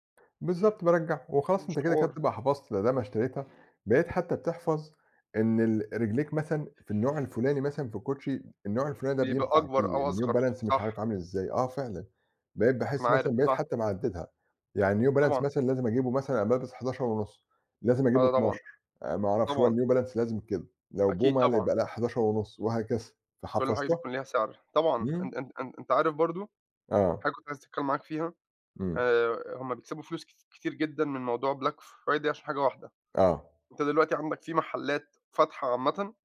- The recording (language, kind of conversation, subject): Arabic, unstructured, إنت بتفضّل تشتري الحاجات بالسعر الكامل ولا تستنى التخفيضات؟
- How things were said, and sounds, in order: other background noise; in English: "black Friday"